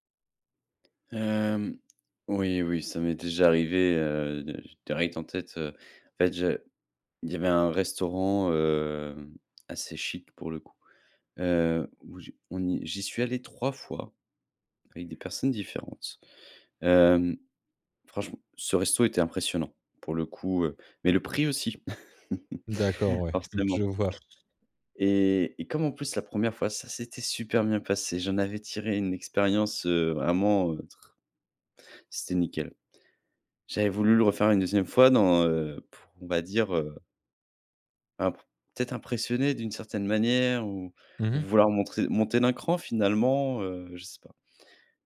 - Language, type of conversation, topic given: French, advice, Comment éviter que la pression sociale n’influence mes dépenses et ne me pousse à trop dépenser ?
- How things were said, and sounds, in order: other background noise; chuckle